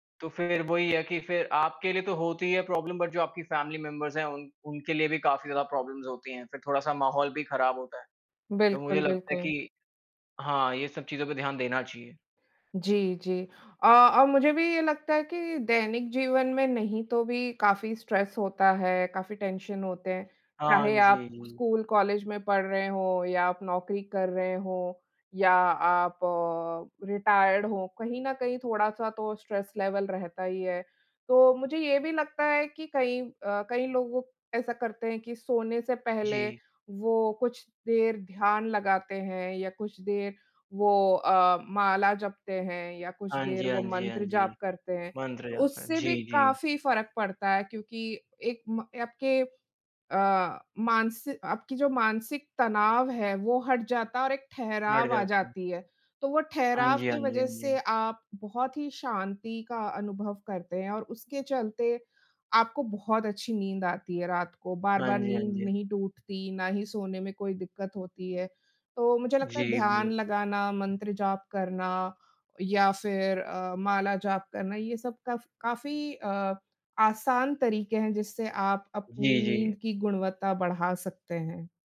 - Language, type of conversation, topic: Hindi, unstructured, आप अपनी नींद की गुणवत्ता कैसे सुधारते हैं?
- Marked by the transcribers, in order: in English: "प्रॉब्लम बट"; in English: "फैमिली मेंबर्स"; in English: "प्रॉब्लम्स"; in English: "स्ट्रेस"; in English: "टेंशन"; in English: "रिटायर्ड"; in English: "स्ट्रेस लेवल"